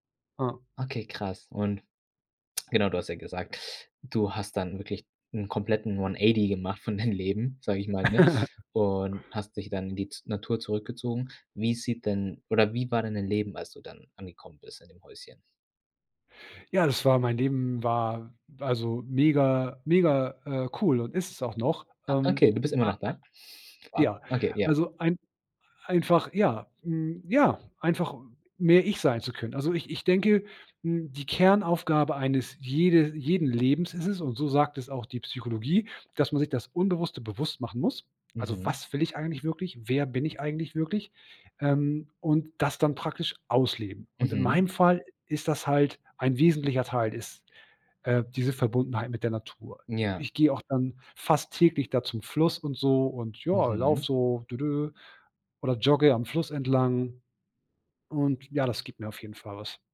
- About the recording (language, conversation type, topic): German, podcast, Wie wichtig ist dir Zeit in der Natur?
- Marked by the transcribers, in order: in English: "One Eighty"; chuckle; stressed: "was"; stressed: "Wer"; singing: "Dödö"